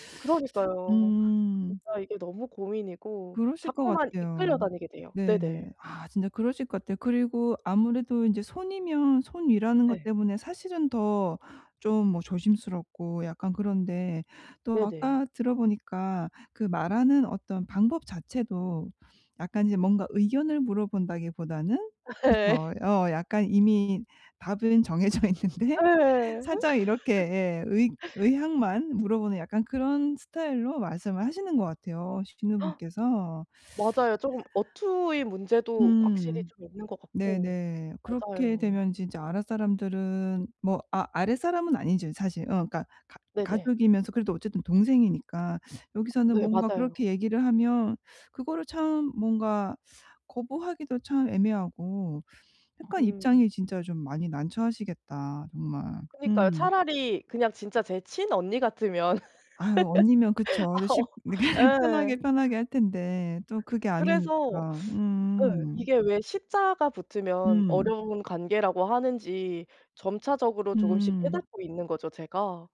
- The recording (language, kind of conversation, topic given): Korean, advice, 가족 모임에서 의견 충돌을 평화롭게 해결하는 방법
- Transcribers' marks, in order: laugh; laughing while speaking: "예"; laughing while speaking: "정해져 있는데"; laugh; gasp; teeth sucking; laugh; laughing while speaking: "아 어"; laugh